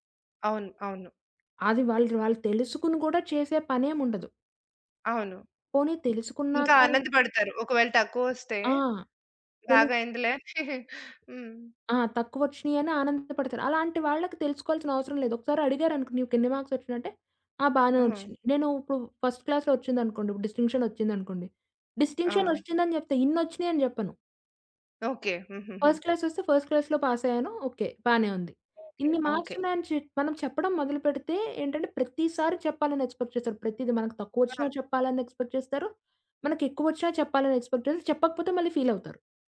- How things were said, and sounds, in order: other background noise; chuckle; in English: "ఫస్ట్ క్లాస్‌లో"; in English: "ఫస్ట్"; in English: "ఫస్ట్ క్లాస్‌లో"; in English: "ఎక్స్‌పెక్ట్"; in English: "ఎక్స్‌పెక్ట్"; in English: "ఎక్స్‌పెక్ట్"
- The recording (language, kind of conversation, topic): Telugu, podcast, ఎవరైనా మీ వ్యక్తిగత సరిహద్దులు దాటితే, మీరు మొదట ఏమి చేస్తారు?